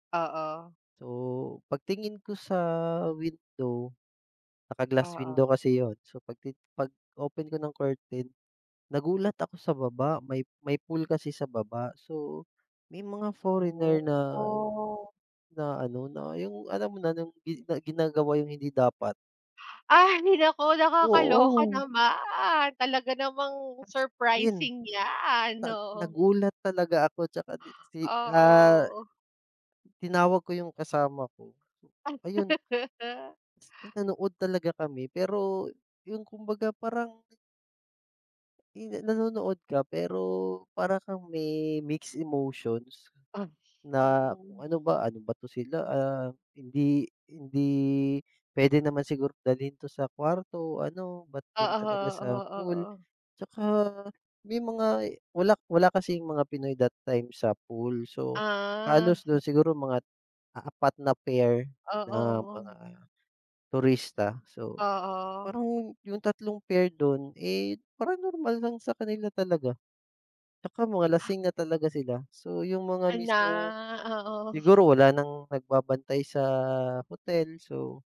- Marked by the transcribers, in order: laugh; in English: "mixed emotions"; chuckle
- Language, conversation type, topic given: Filipino, unstructured, Ano ang pinakanakagugulat na nangyari sa iyong paglalakbay?